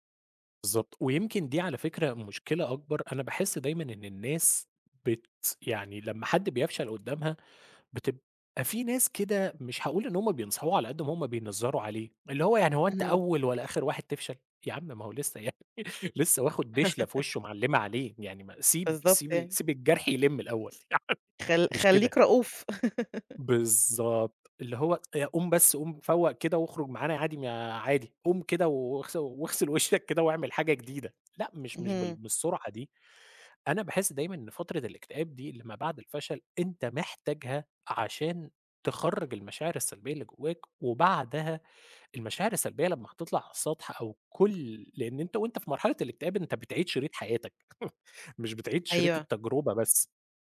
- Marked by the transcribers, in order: other background noise; laughing while speaking: "يعني"; laugh; laugh; chuckle
- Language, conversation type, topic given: Arabic, podcast, بتشارك فشلك مع الناس؟ ليه أو ليه لأ؟